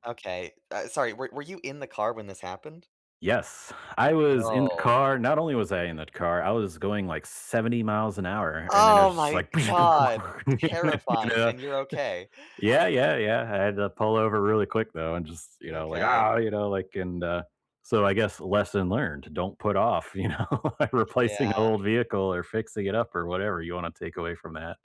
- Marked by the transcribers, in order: other background noise; other noise; laugh; laughing while speaking: "you know"
- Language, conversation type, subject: English, unstructured, What lesson has failure taught you that success hasn’t?